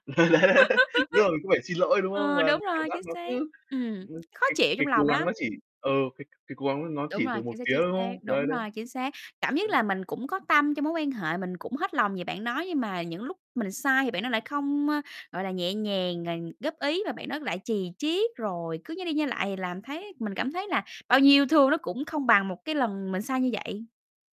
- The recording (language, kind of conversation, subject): Vietnamese, unstructured, Làm thế nào để biết khi nào nên chấm dứt một mối quan hệ?
- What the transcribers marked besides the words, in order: laugh; laughing while speaking: "Đấy, đấy, đúng không?"; laugh; tapping; distorted speech